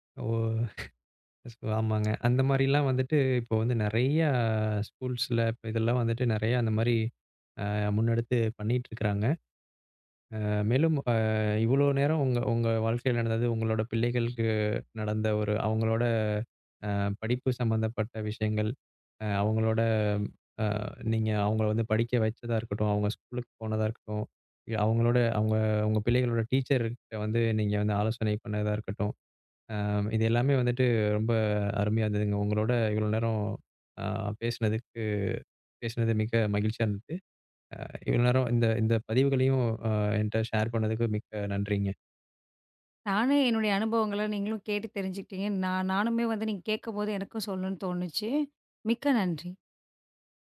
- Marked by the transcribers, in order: giggle; other noise; in English: "ஸ்கூல்ஸ்ல"; in English: "ஸ்கூல்"; in English: "டீச்சர்"; in English: "ஷேர்"
- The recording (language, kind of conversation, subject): Tamil, podcast, குழந்தைகளை படிப்பில் ஆர்வம் கொள்ளச் செய்வதில் உங்களுக்கு என்ன அனுபவம் இருக்கிறது?